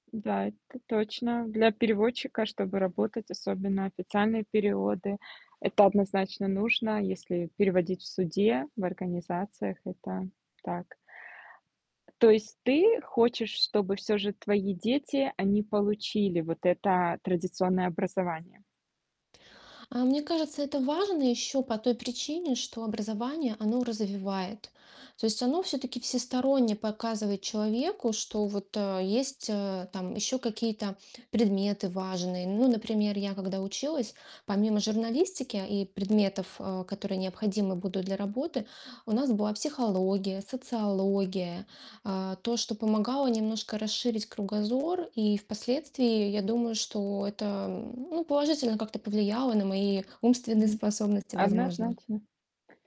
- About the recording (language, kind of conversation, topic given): Russian, podcast, Что важнее для карьеры: диплом или реальный опыт?
- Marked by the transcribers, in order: static; tapping; distorted speech; other background noise